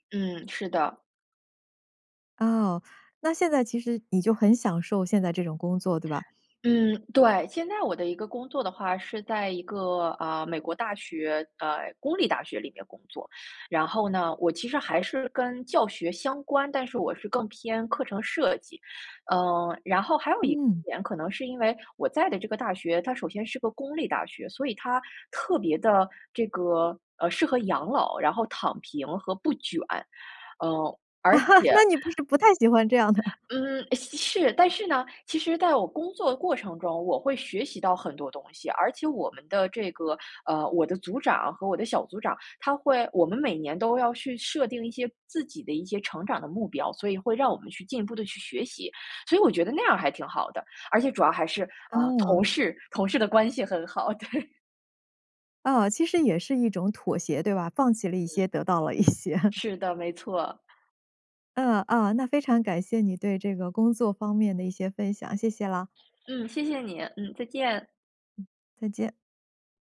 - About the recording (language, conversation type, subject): Chinese, podcast, 你通常怎么决定要不要换一份工作啊？
- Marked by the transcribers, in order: laugh; laughing while speaking: "那你不是不太喜欢这样的？"; laughing while speaking: "对"; other background noise; chuckle; other noise